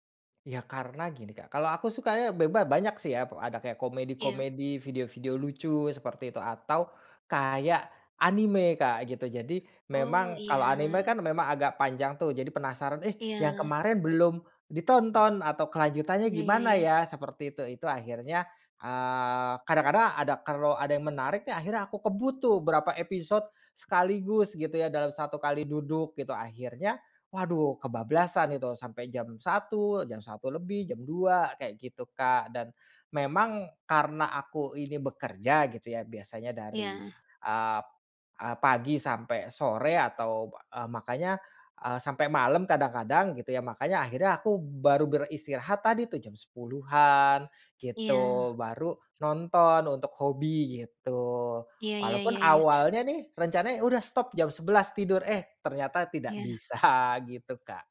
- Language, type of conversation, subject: Indonesian, advice, Bagaimana kebiasaan begadang sambil menonton layar dapat merusak waktu tidur saya?
- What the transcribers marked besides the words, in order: other background noise; laughing while speaking: "bisa"